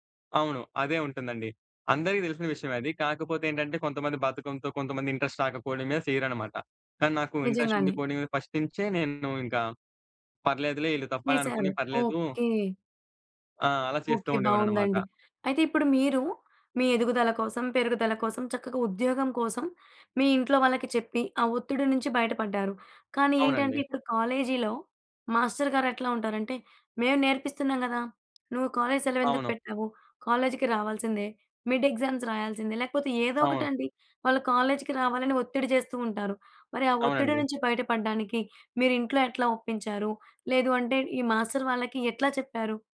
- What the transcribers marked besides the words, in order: in English: "ఇంట్రస్ట్"; in English: "ఫస్ట్"; in English: "మిడ్ ఎగ్జామ్స్"
- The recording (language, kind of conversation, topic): Telugu, podcast, పెరుగుదల కోసం తప్పులను స్వీకరించే మనస్తత్వాన్ని మీరు ఎలా పెంచుకుంటారు?